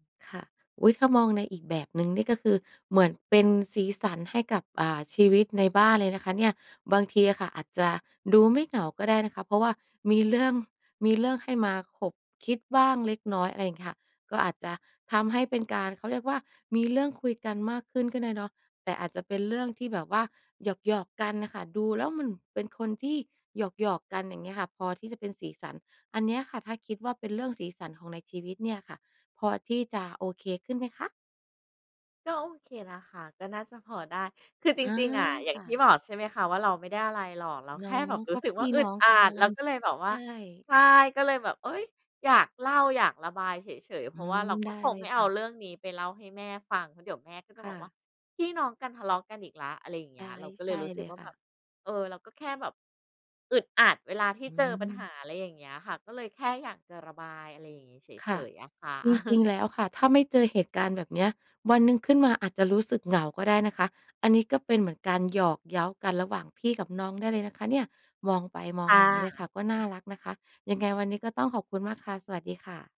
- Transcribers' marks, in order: tapping; chuckle; other noise
- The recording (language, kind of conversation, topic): Thai, advice, ทำไมบางคนถึงมักโทษคนอื่นเพื่อหลีกเลี่ยงการรับผิดชอบอยู่เสมอ?